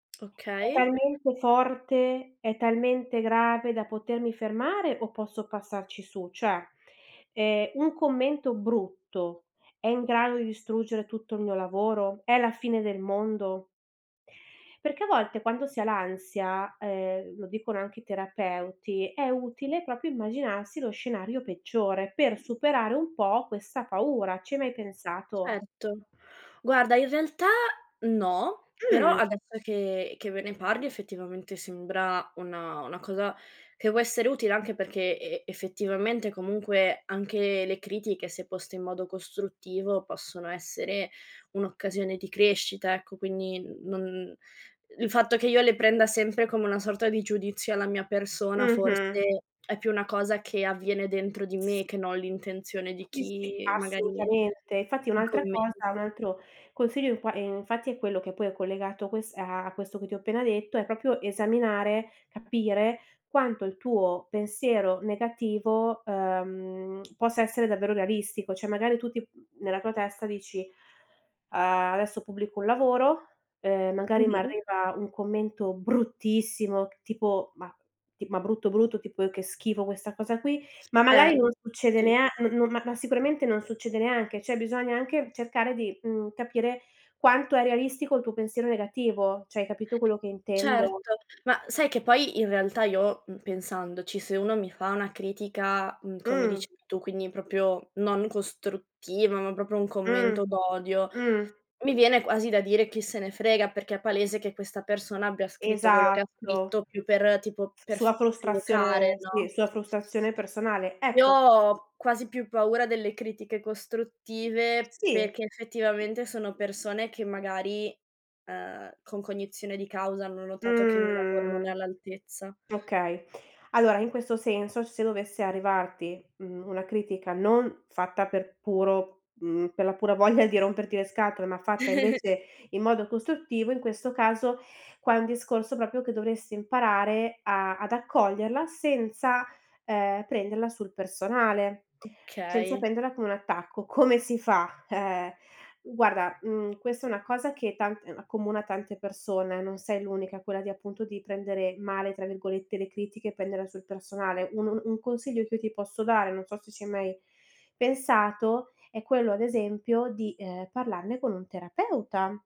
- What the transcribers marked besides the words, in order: tapping; "proprio" said as "propio"; other background noise; "proprio" said as "propio"; tongue click; drawn out: "A"; unintelligible speech; "cioè" said as "ceh"; "proprio" said as "propio"; drawn out: "Mh"; laughing while speaking: "voglia"; chuckle; "proprio" said as "propio"; "prenderla" said as "pendela"
- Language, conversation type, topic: Italian, advice, Come posso superare la paura di provarci per timore delle critiche?